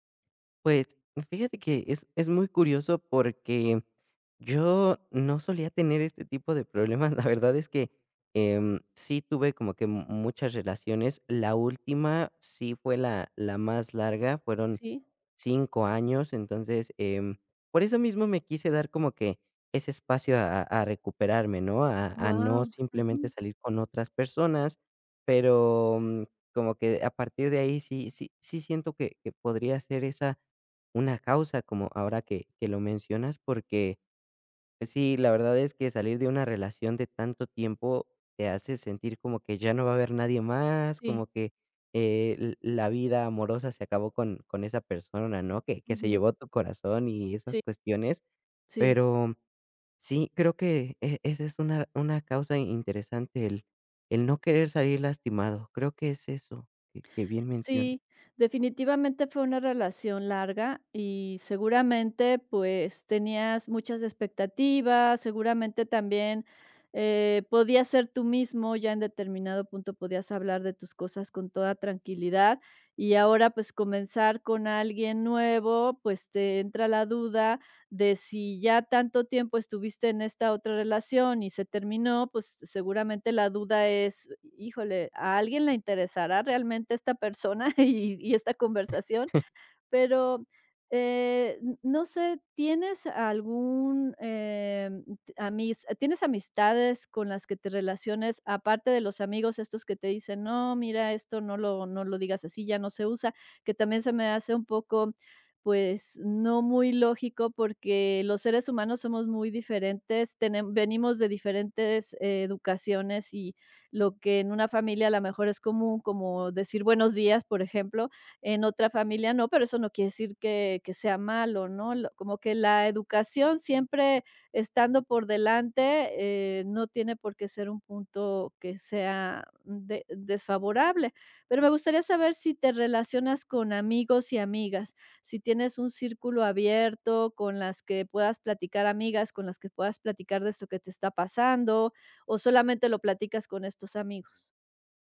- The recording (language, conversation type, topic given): Spanish, advice, ¿Cómo puedo ganar confianza para iniciar y mantener citas románticas?
- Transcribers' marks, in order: laughing while speaking: "y y esta conversación?"; chuckle